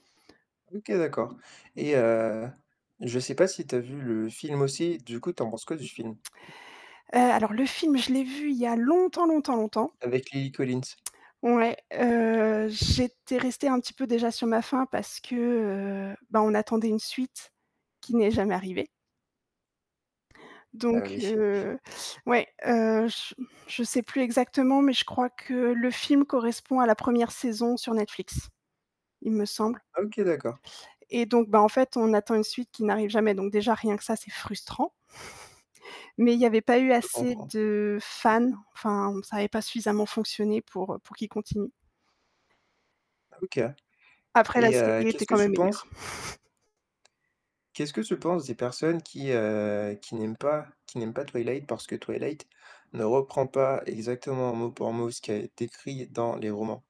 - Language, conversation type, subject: French, podcast, Que penses-tu des adaptations de livres au cinéma, en général ?
- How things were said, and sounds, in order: distorted speech; tapping; static; drawn out: "heu"; chuckle; chuckle; chuckle; mechanical hum